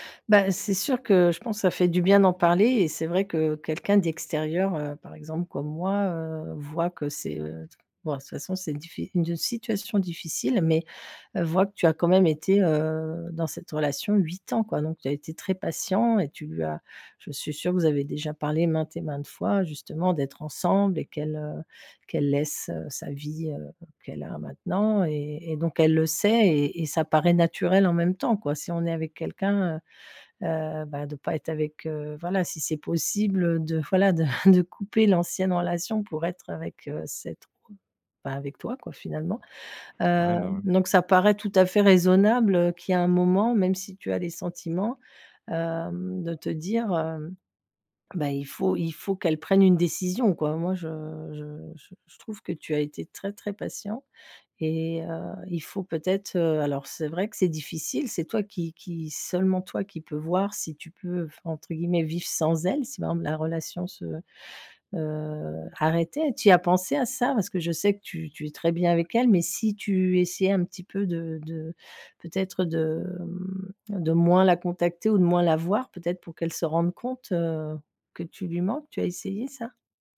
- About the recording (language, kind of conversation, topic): French, advice, Comment mettre fin à une relation de longue date ?
- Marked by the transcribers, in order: stressed: "huit"; stressed: "si"; chuckle; stressed: "arrêtait"; stressed: "moins"